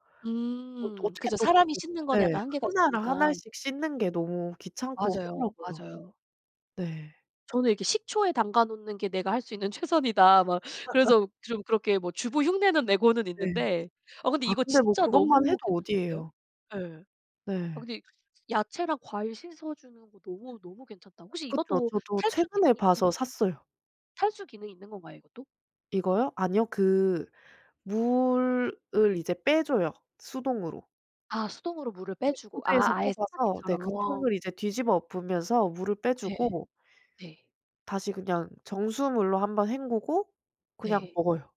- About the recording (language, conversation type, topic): Korean, unstructured, 요리할 때 가장 자주 사용하는 도구는 무엇인가요?
- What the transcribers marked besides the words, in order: other background noise; laugh; tapping